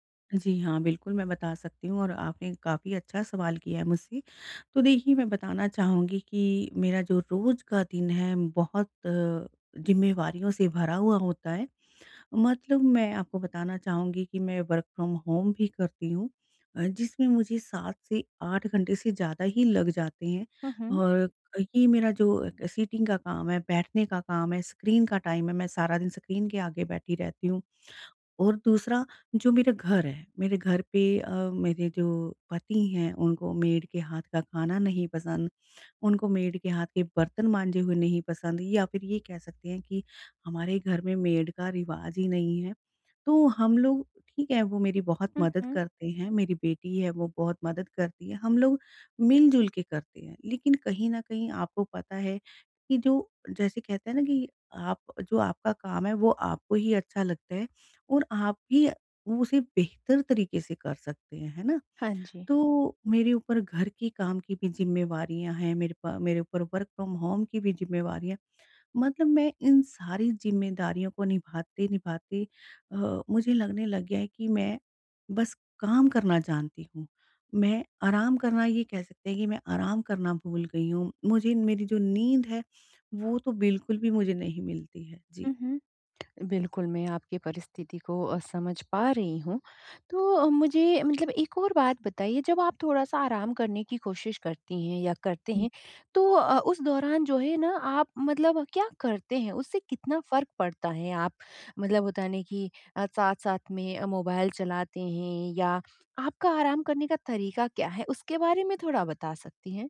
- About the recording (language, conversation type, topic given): Hindi, advice, आराम और मानसिक ताज़गी
- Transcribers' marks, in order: in English: "वर्क़ फ्रॉम होम"; in English: "सिटिंग"; in English: "टाइम"; in English: "मेड"; in English: "मेड"; in English: "मेड"; in English: "वर्क फ्रॉम होम"; tapping